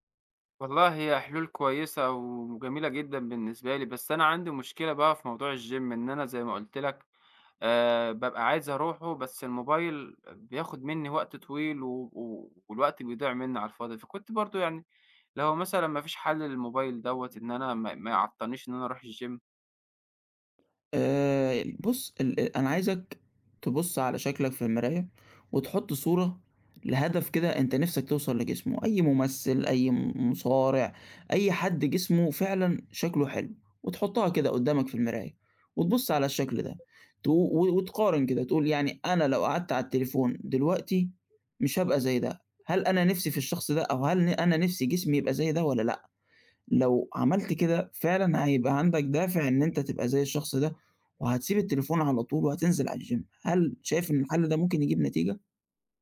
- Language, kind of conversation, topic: Arabic, advice, إزاي أوازن بين تمرين بناء العضلات وخسارة الوزن؟
- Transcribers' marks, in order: in English: "الgym"; in English: "الgym؟"; in English: "الgym"